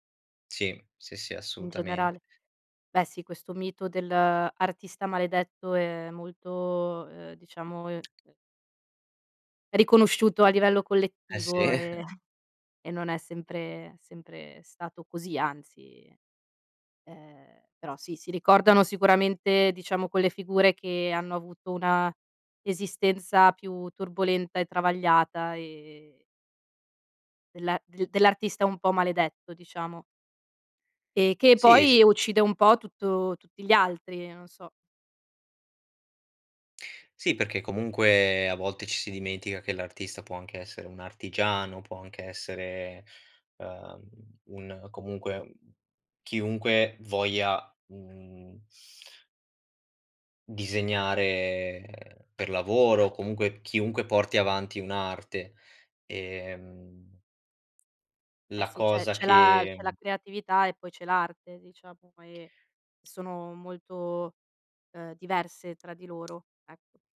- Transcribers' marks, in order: other background noise; chuckle; tapping
- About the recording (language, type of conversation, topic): Italian, podcast, Come bilanci divertimento e disciplina nelle tue attività artistiche?